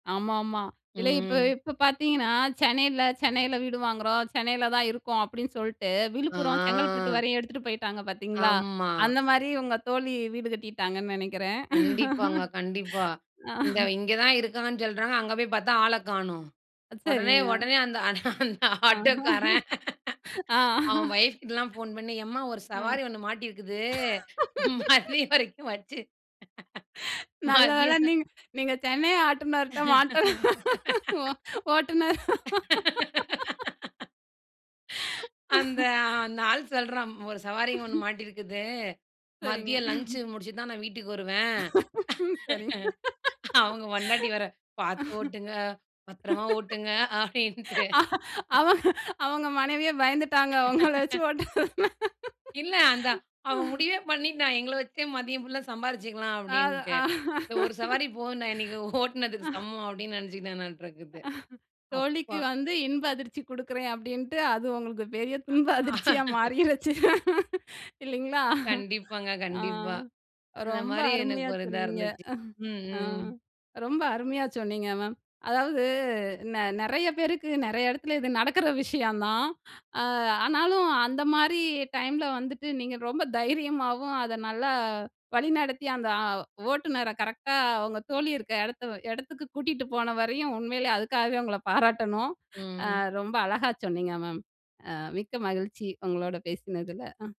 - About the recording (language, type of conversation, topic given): Tamil, podcast, ஒரு புதிய நகரில் எப்படிச் சங்கடமில்லாமல் நண்பர்களை உருவாக்கலாம்?
- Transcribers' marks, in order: "இதுல" said as "இல"; drawn out: "ஆ"; laugh; laughing while speaking: "ஆஹ்"; laugh; laughing while speaking: "அந் அந்த ஆட்டோக்காரன்"; laugh; other noise; laugh; laughing while speaking: "மதியம் வரைக்கும் வச்சு. மதியம்"; laughing while speaking: "நல்ல வேளை, நீங்க நீங்க சென்னை ஆட்டோ ஆட்டுனர்ட்ட மாட்டல. ஓ ஓட்டுன"; laugh; "ஓட்டுநர்" said as "ஆட்டுனர்ட்ட"; laugh; drawn out: "அந்த"; laugh; sigh; laugh; chuckle; chuckle; laugh; laughing while speaking: "அவுங்க பொண்டாட்டி"; laugh; laughing while speaking: "அ அவங்க அவங்க மனைவியே பயந்துட்டாங்க. உங்கள வச்சி ஓட்டுற"; laughing while speaking: "அப்படின்ட்டு"; laugh; laughing while speaking: "அ, தான்"; laugh; laughing while speaking: "ஓட்டுனதுக்கு சமம்"; chuckle; laugh; laughing while speaking: "துன்ப அதிர்ச்சியா மாறிருச்சு. இல்லைங்களா?"; chuckle; other background noise